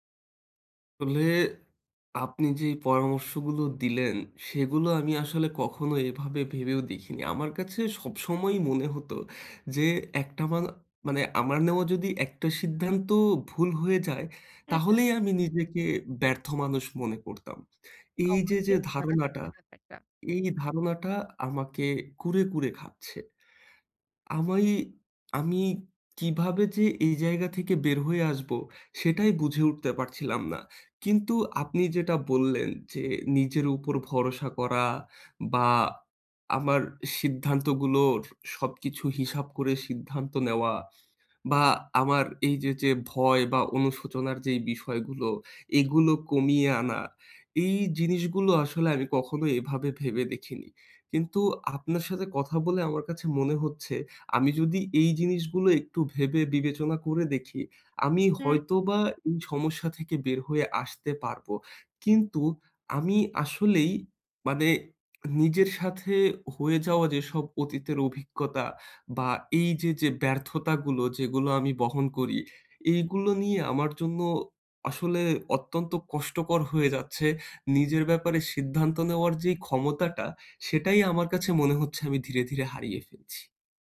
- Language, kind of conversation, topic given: Bengali, advice, আমি কীভাবে ভবিষ্যতে অনুশোচনা কমিয়ে বড় সিদ্ধান্ত নেওয়ার প্রস্তুতি নেব?
- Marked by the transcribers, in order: tapping